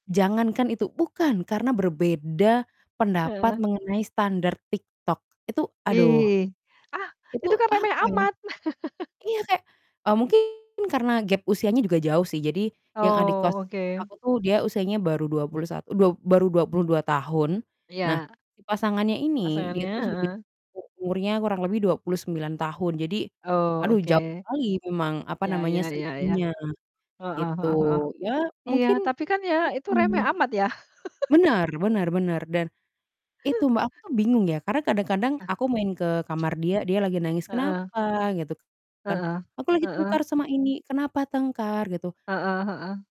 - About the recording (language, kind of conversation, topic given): Indonesian, unstructured, Apa yang biasanya membuat hubungan asmara menjadi rumit?
- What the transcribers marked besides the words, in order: distorted speech; laugh; other background noise; laugh; tapping